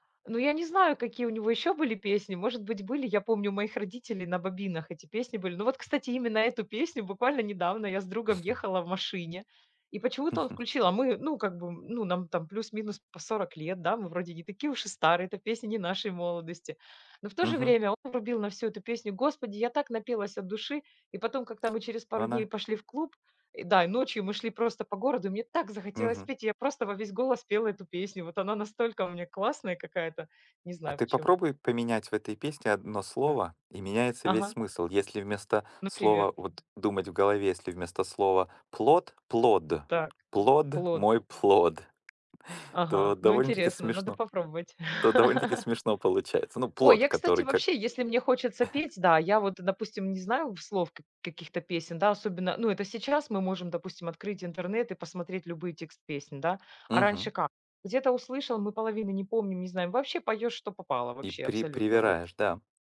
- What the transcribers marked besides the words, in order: chuckle; tapping; laugh; chuckle
- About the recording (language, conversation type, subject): Russian, unstructured, Какая песня напоминает тебе о счастливом моменте?
- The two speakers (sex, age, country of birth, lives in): female, 40-44, Ukraine, Spain; male, 45-49, Ukraine, United States